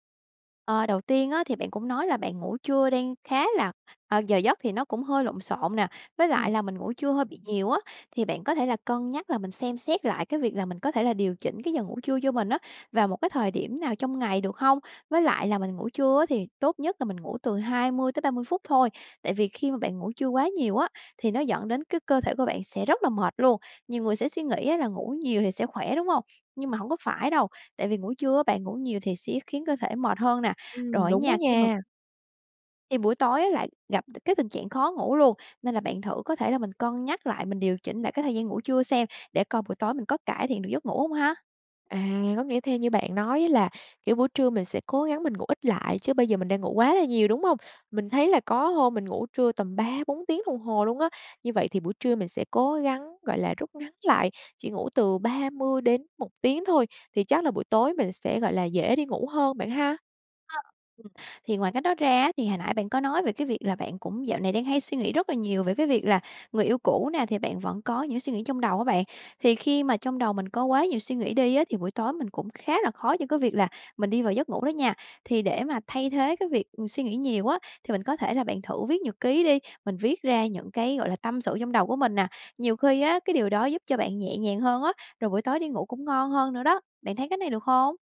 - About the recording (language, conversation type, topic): Vietnamese, advice, Ngủ trưa quá lâu có khiến bạn khó ngủ vào ban đêm không?
- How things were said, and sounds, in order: tapping